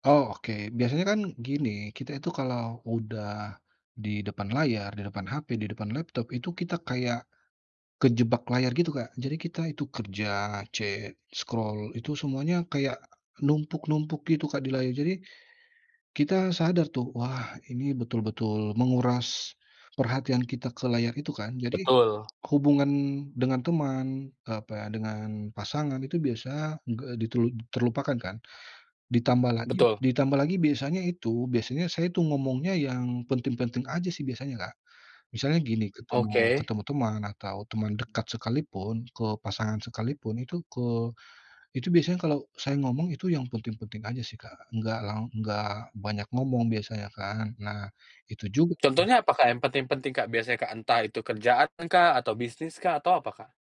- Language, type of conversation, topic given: Indonesian, podcast, Bagaimana cara menjaga hubungan tetap dekat meski sering sibuk dengan layar?
- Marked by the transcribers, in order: in English: "scroll"; other background noise